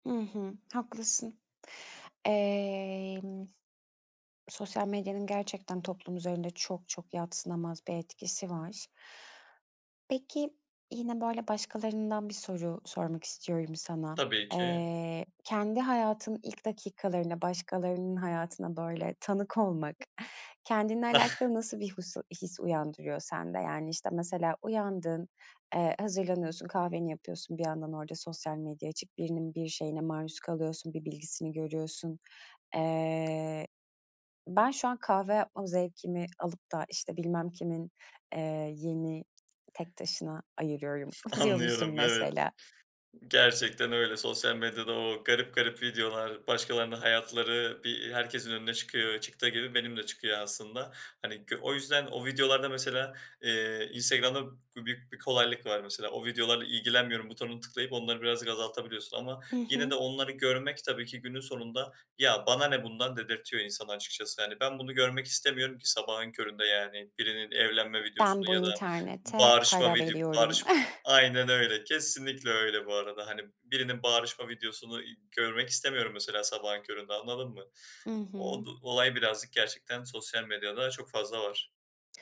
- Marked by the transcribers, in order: tapping; drawn out: "Emm"; chuckle; other background noise; laughing while speaking: "Anlıyorum, evet"; chuckle; other noise; chuckle
- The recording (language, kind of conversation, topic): Turkish, podcast, Sabahları telefonu kullanma alışkanlığın nasıl?